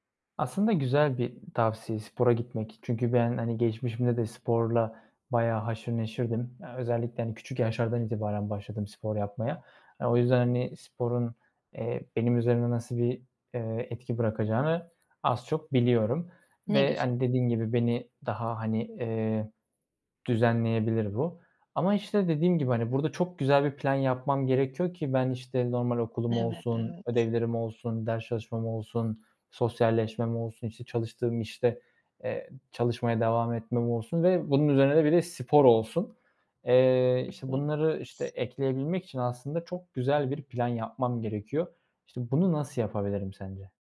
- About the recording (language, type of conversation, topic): Turkish, advice, Gün içindeki stresi azaltıp gece daha rahat uykuya nasıl geçebilirim?
- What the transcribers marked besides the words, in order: other background noise; tapping; other noise